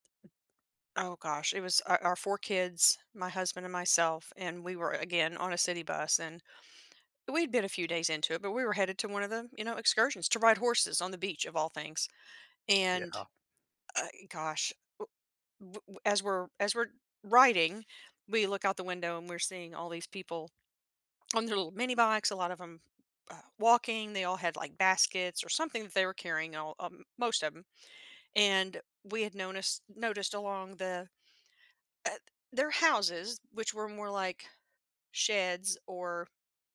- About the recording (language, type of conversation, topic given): English, unstructured, How can traveling to new places change your outlook on life?
- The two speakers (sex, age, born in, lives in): female, 55-59, United States, United States; male, 20-24, United States, United States
- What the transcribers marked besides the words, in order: other background noise; tapping; "noticed" said as "knowniced"